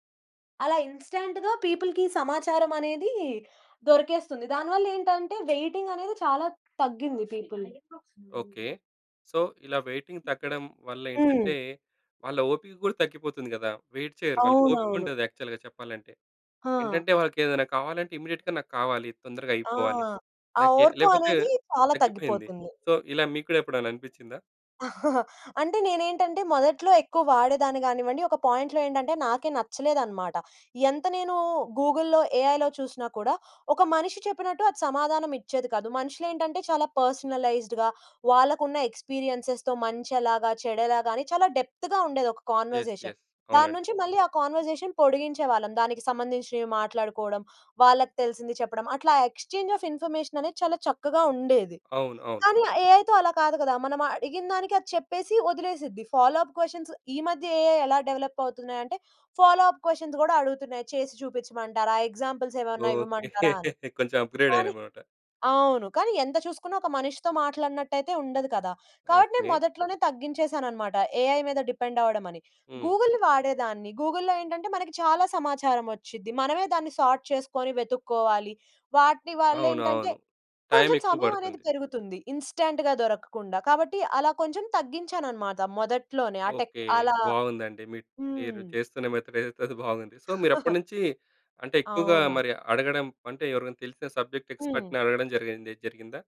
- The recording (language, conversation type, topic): Telugu, podcast, టెక్నాలజీ వాడకం మీ మానసిక ఆరోగ్యంపై ఎలాంటి మార్పులు తెస్తుందని మీరు గమనించారు?
- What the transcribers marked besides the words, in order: in English: "ఇన్స్టాంట్‌గా పీపుల్‌కి"; tapping; in English: "పీపుల్"; in English: "సో"; background speech; in English: "వెయిటింగ్"; other background noise; in English: "వెయిట్"; in English: "యాక్చువల్‌గా"; in English: "ఇమ్మిడియట్‌గా"; in English: "సో"; chuckle; in English: "పాయింట్‌లో"; in English: "గూగుల్‌లో, ఏఐలో"; in English: "పర్సనలైజ్డ్‌గా"; in English: "ఎక్స్పీరియన్సెస్‌తో"; in English: "డెప్త్‌గా"; in English: "కాన్వర్జేషన్"; in English: "ఎస్ ఎస్"; in English: "కాన్వర్జేషన్"; in English: "ఎక్స్చేంజ్ ఆఫ్ ఇన్ఫర్మేషన్"; in English: "ఏఐతో"; in English: "ఫాలో అప్ క్వెషన్స్"; in English: "ఏఐ"; in English: "డెవలప్"; in English: "ఫాలో అప్ క్వెషన్స్"; chuckle; in English: "అప్‌గ్రేడ్"; in English: "ఎగ్జాంపుల్స్"; in English: "ఏఐ"; in English: "డిపెండ్"; in English: "గూగుల్‌ని"; in English: "గూగుల్‍లో"; in English: "సోర్ట్"; in English: "ఇన్స్టాంట్‌గా"; in English: "టెక్"; in English: "సో"; chuckle; in English: "సబ్జెక్ట్ ఎక్స్పర్ట్‌ని"